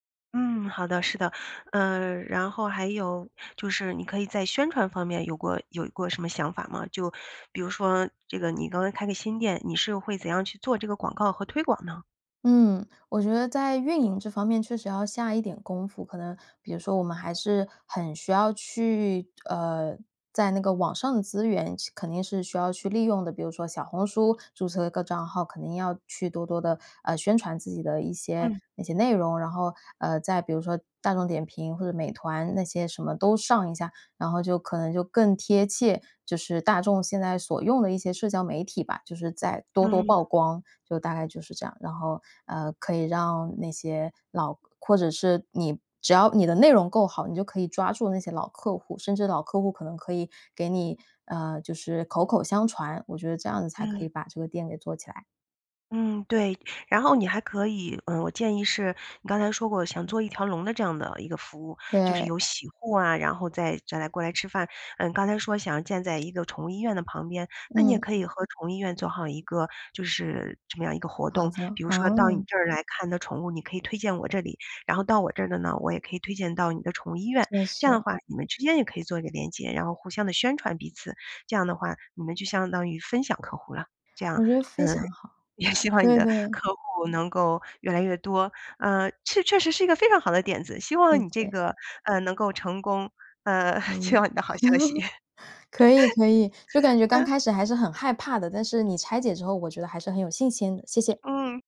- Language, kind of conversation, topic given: Chinese, advice, 我因为害怕经济失败而不敢创业或投资，该怎么办？
- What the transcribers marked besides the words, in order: other background noise; laughing while speaking: "也希望"; anticipating: "这确实是一个非常好的点子，希望你这个 呃，能够成功"; laugh; laughing while speaking: "期望你的好消息"; laugh